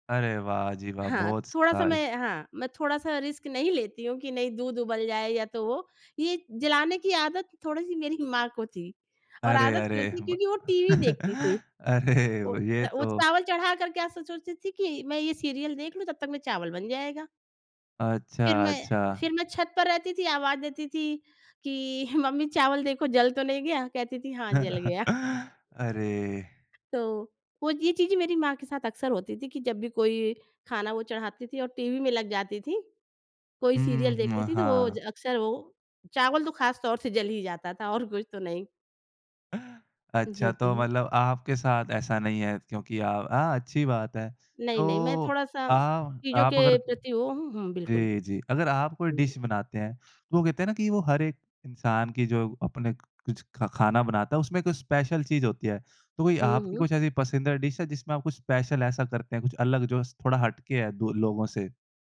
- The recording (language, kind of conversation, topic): Hindi, podcast, त्योहारों पर खाने में आपकी सबसे पसंदीदा डिश कौन-सी है?
- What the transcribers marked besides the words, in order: unintelligible speech; in English: "रिस्क"; chuckle; laughing while speaking: "अरे"; in English: "सीरियल"; chuckle; in English: "सीरियल"; chuckle; in English: "डिश"; in English: "स्पेशल"; in English: "डिश"; in English: "स्पेशल"